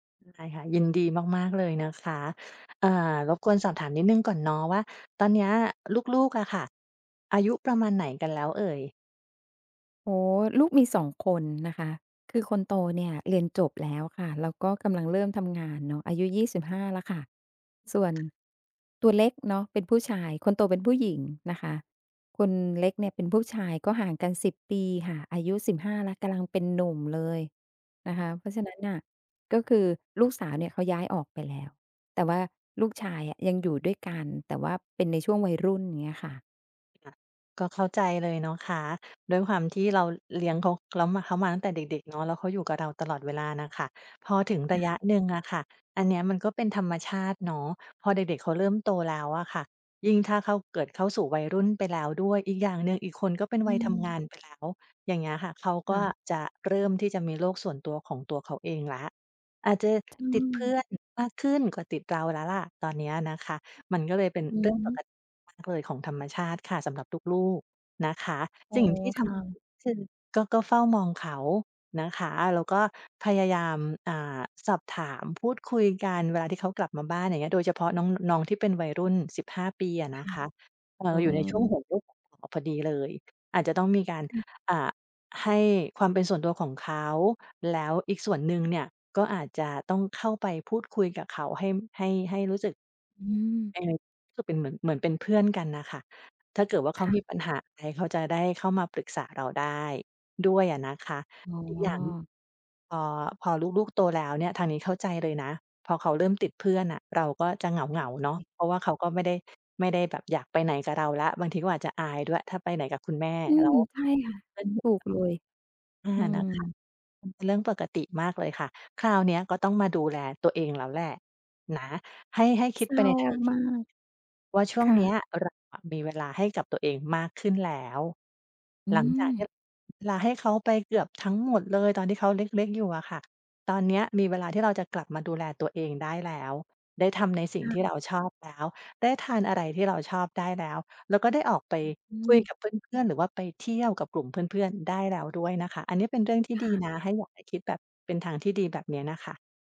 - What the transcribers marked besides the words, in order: other background noise; tapping
- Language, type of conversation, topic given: Thai, advice, คุณรับมือกับความรู้สึกว่างเปล่าและไม่มีเป้าหมายหลังจากลูกโตแล้วอย่างไร?